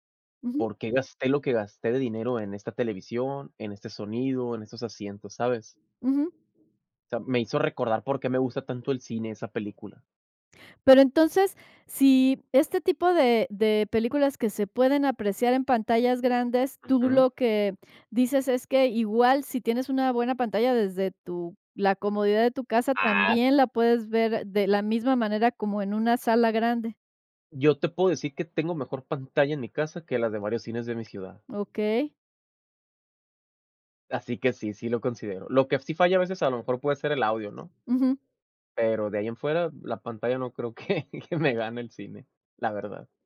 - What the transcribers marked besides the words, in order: other background noise; laughing while speaking: "que que"
- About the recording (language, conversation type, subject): Spanish, podcast, ¿Cuál es una película que te marcó y qué la hace especial?